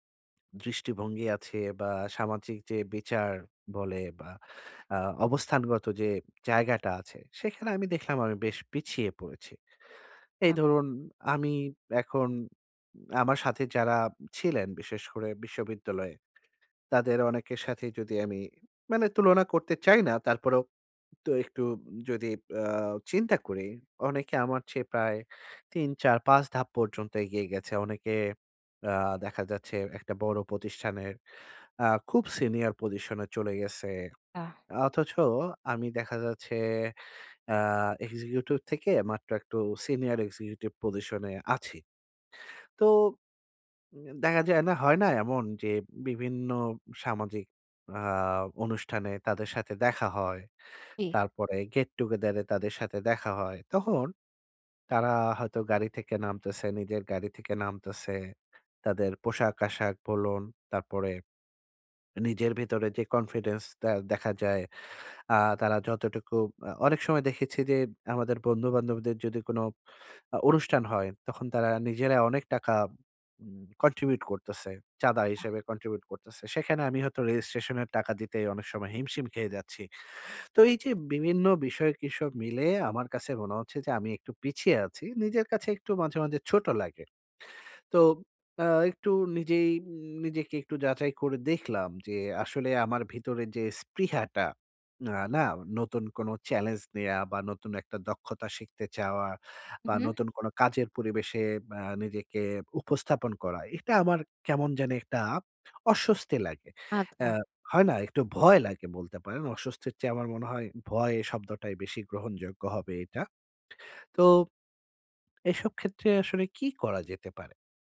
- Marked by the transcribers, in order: tapping; stressed: "ভয়"
- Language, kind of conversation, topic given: Bengali, advice, আমি কীভাবে দীর্ঘদিনের স্বস্তির গণ্ডি ছেড়ে উন্নতি করতে পারি?